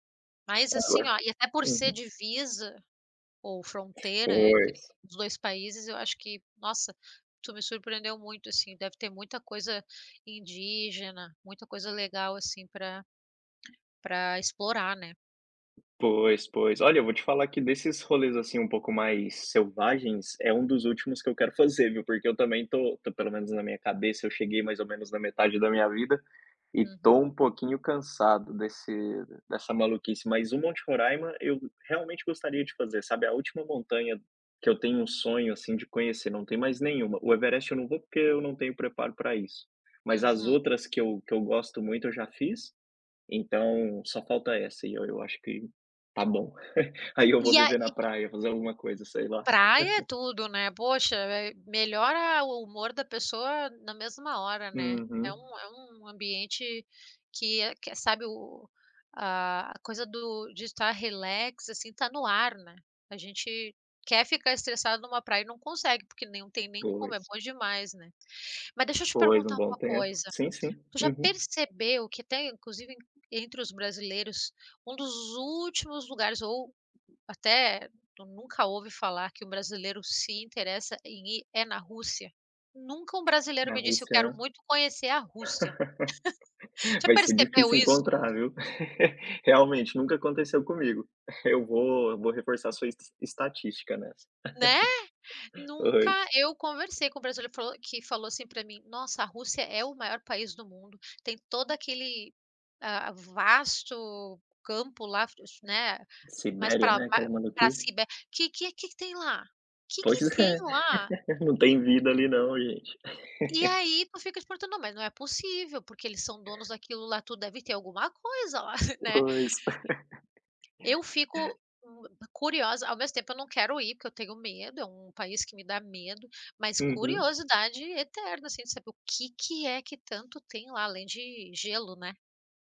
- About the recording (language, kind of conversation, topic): Portuguese, unstructured, Qual lugar no mundo você sonha em conhecer?
- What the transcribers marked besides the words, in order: unintelligible speech; other background noise; tapping; laugh; laugh; laugh; laugh; laugh; unintelligible speech; laughing while speaking: "Pois é"; laugh; laughing while speaking: "lá"; laugh